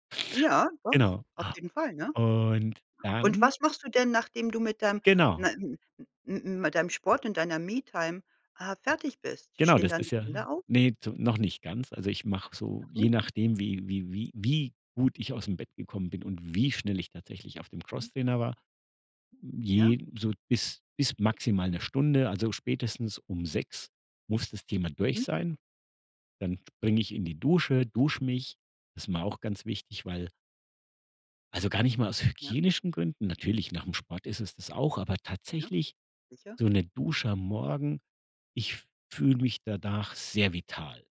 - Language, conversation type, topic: German, podcast, Wie sieht deine Morgenroutine aus?
- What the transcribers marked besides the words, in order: drawn out: "und"; stressed: "wie"; stressed: "wie"